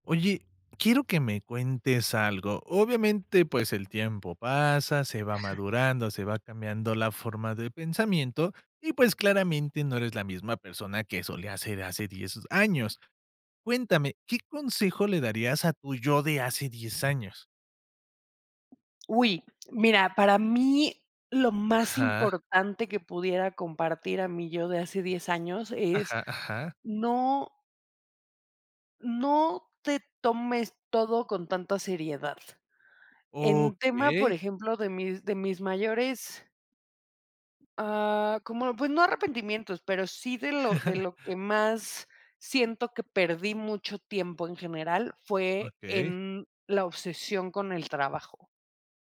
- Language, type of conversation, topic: Spanish, podcast, ¿Qué consejo le darías a tu yo de hace diez años?
- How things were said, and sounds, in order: other noise; other background noise; drawn out: "Okey"; chuckle